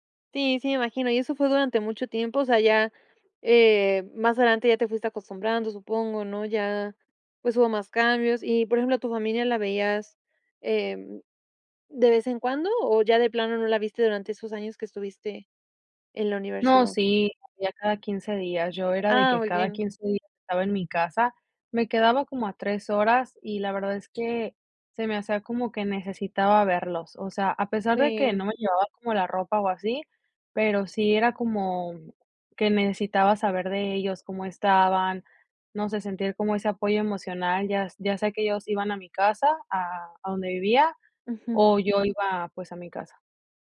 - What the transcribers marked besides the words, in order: none
- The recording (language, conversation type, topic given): Spanish, podcast, ¿A qué cosas te costó más acostumbrarte cuando vivías fuera de casa?